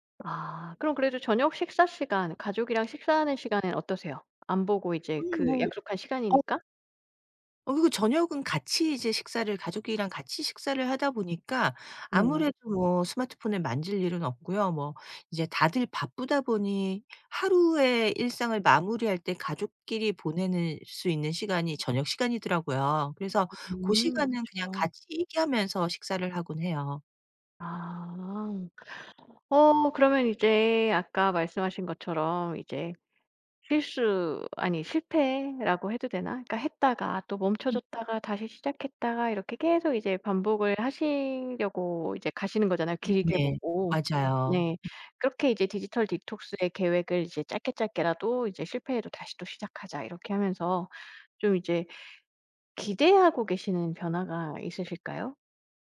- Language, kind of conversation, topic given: Korean, podcast, 디지털 디톡스는 어떻게 시작하면 좋을까요?
- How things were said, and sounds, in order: other background noise